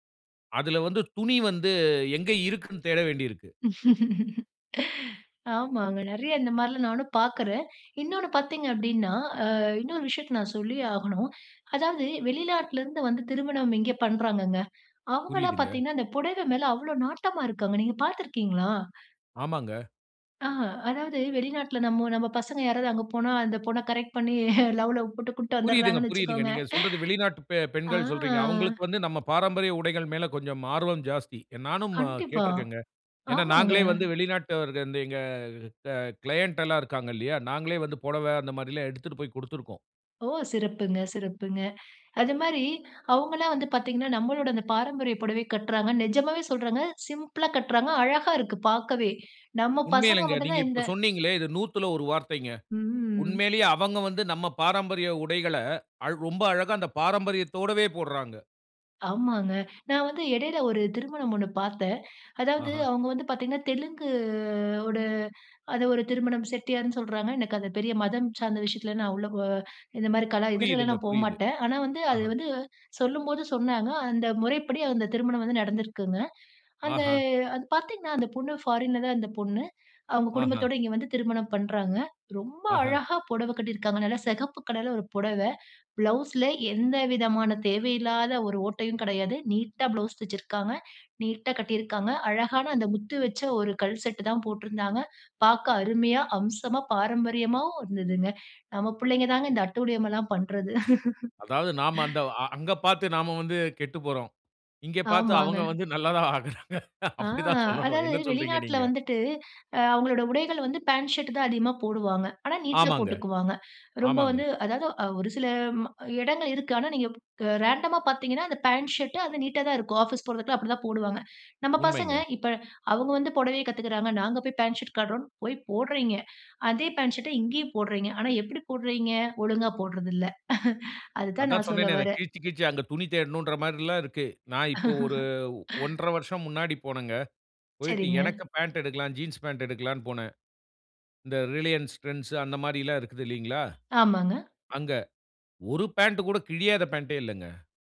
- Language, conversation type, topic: Tamil, podcast, மாடர்ன் ஸ்டைல் அம்சங்களை உங்கள் பாரம்பரியத்தோடு சேர்க்கும்போது அது எப்படிச் செயல்படுகிறது?
- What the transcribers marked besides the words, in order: other background noise; chuckle; surprised: "அந்த புடவை மேல அவ்வளோ நாட்டமா இருக்காங்க. நீங்க பார்த்திருக்கீங்களா?"; chuckle; sigh; drawn out: "ஆ"; surprised: "அவங்க வந்து நம்ம பாரம்பரிய உடைகள அழ் ரொம்ப அழகா அந்த பாரம்பரியத்தோடவே போடுறாங்க"; drawn out: "தெலுங்கு"; surprised: "நீட்டா ப்ளவுஸ் தெச்சிருக்காங்க. நீட்டா கட்டியிருக்காங்க … அம்சமா பாரம்பரியமாகவும் இருந்ததுங்க"; laugh; laughing while speaking: "நல்லா தான் ஆகறாங்க. அப்பிடித்தான் சொல்லணும்"; drawn out: "ஆ"; inhale; in English: "ரேண்டமா"; chuckle; laugh